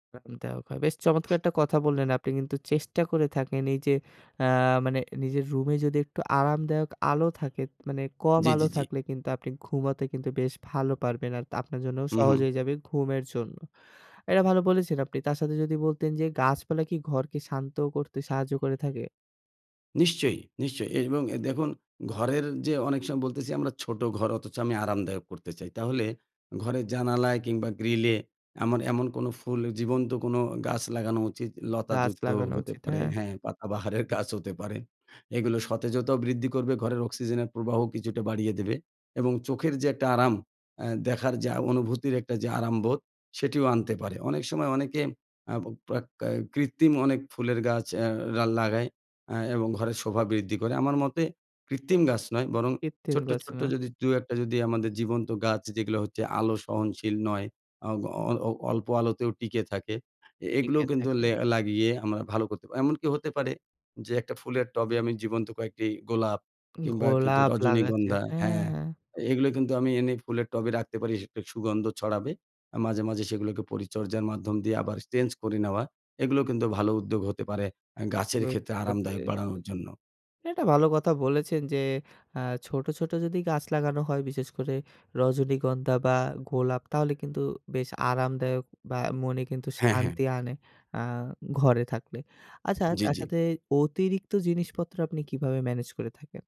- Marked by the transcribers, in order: other background noise; "কিছু" said as "কিতু"
- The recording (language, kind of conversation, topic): Bengali, podcast, ছোট ঘরকে আরামদায়ক করতে তুমি কী করো?